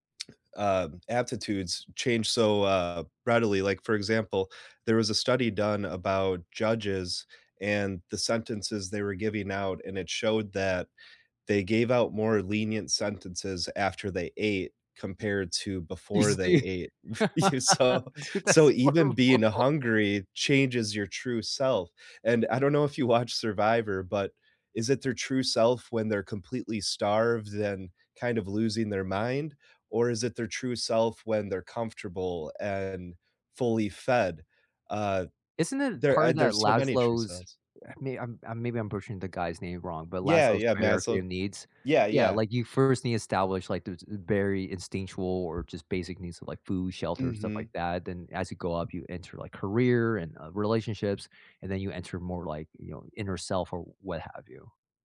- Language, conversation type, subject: English, unstructured, Can being true to yourself ever feel risky?
- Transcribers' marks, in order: laugh; laughing while speaking: "dude, that's horrible"; chuckle; laughing while speaking: "So"; tapping; chuckle